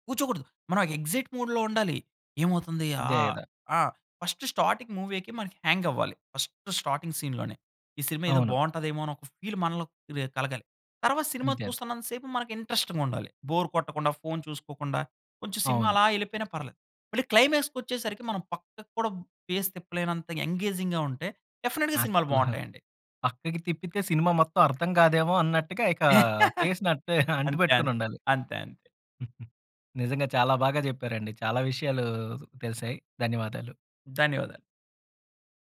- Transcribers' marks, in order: in English: "ఎక్సయిట్ మూడ్‌లో"; in English: "ఫస్ట్ స్టార్టింగ్ మూవీకే"; in English: "హ్యంగ్"; in English: "ఫస్ట్ స్టార్టింగ్ సీన్‌లోనే"; in English: "ఫీల్"; in English: "ఇంట్రెస్టింగ్"; in English: "బోర్"; in English: "క్లైమాక్స్"; in English: "ఫేస్"; in English: "ఎంగేజింగ్‌గా"; in English: "డెఫినెట్‌గా"; in English: "ఫేస్‌ని"; chuckle; giggle
- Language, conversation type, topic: Telugu, podcast, సినిమా ముగింపు బాగుంటే ప్రేక్షకులపై సినిమా మొత్తం ప్రభావం ఎలా మారుతుంది?